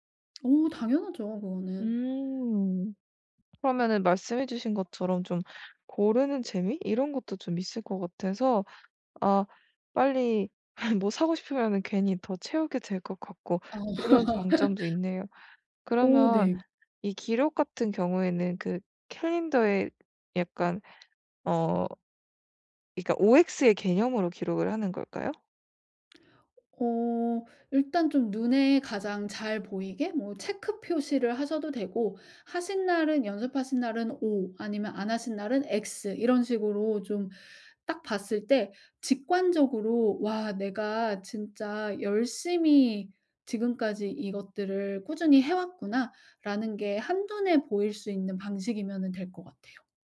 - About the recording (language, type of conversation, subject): Korean, advice, 습관을 오래 유지하는 데 도움이 되는 나에게 맞는 간단한 보상은 무엇일까요?
- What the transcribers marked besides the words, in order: other background noise; laugh; laugh; tapping